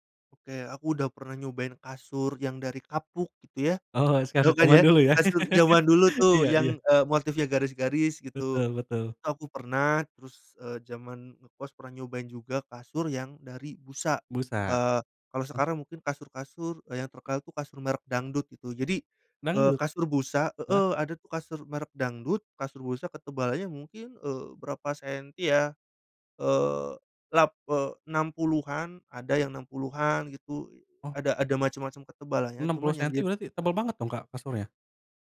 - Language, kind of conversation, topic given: Indonesian, podcast, Menurutmu, apa yang membuat kamar terasa nyaman?
- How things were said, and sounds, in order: laughing while speaking: "Oh"; laugh; other background noise